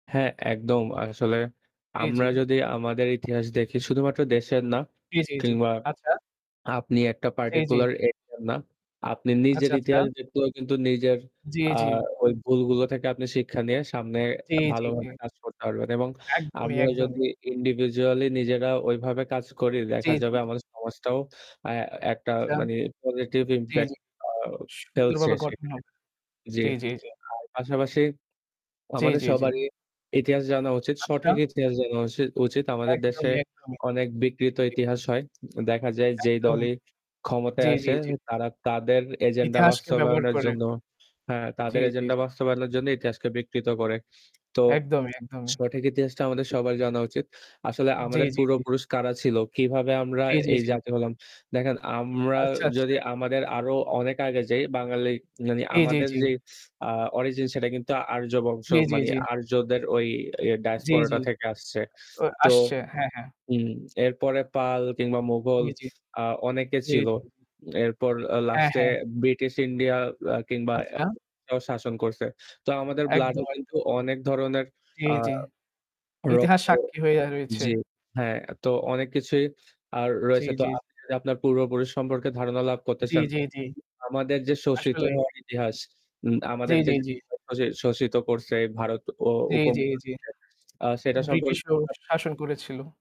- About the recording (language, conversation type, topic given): Bengali, unstructured, আপনি কি মনে করেন ইতিহাস আমাদের ভবিষ্যৎ গড়তে সাহায্য করে?
- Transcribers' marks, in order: static; other background noise; distorted speech; in English: "individually"; in English: "positive impact"; tapping; in English: "agenda"; mechanical hum; in English: "agenda"; in English: "origin"; in English: "diaspora"; unintelligible speech